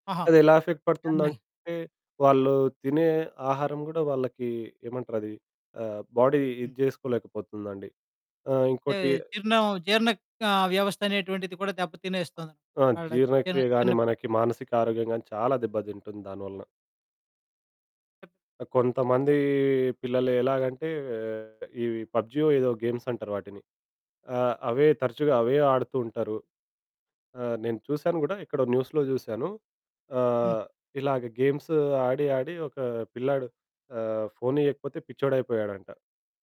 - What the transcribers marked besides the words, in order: in English: "ఎఫెక్ట్"; in English: "బాడీ"; other background noise; distorted speech; in English: "న్యూస్‌లో"; in English: "గేమ్స్"
- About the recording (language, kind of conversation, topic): Telugu, podcast, నోటిఫికేషన్లు మీ ఏకాగ్రతను ఎలా చెదరగొడతాయి?